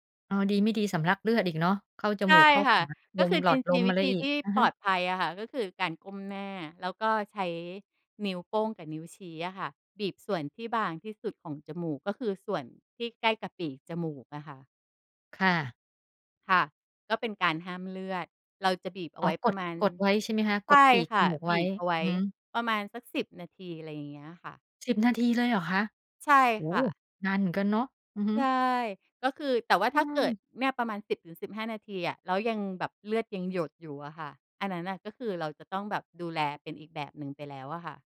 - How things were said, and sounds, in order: none
- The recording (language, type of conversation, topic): Thai, podcast, คุณมีวิธีฝึกทักษะใหม่ให้ติดตัวอย่างไร?